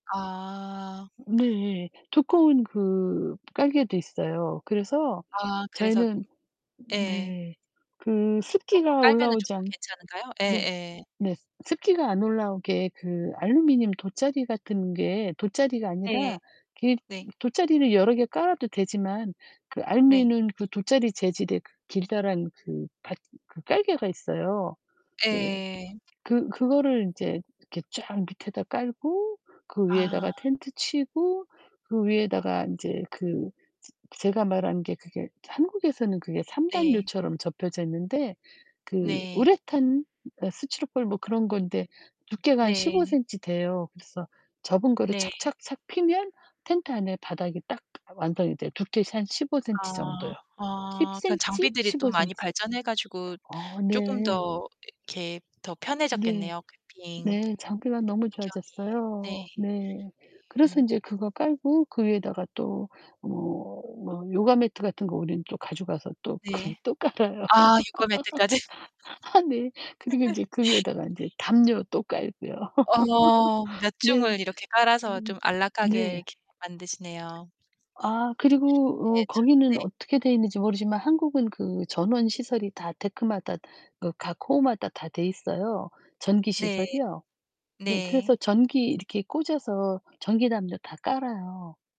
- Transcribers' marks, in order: other background noise; distorted speech; "스티로폼" said as "스치로폴"; tapping; unintelligible speech; laughing while speaking: "깔아요"; laugh; laughing while speaking: "매트까지"; laugh; laugh
- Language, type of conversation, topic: Korean, unstructured, 집 근처 공원이나 산에 자주 가시나요? 왜 그런가요?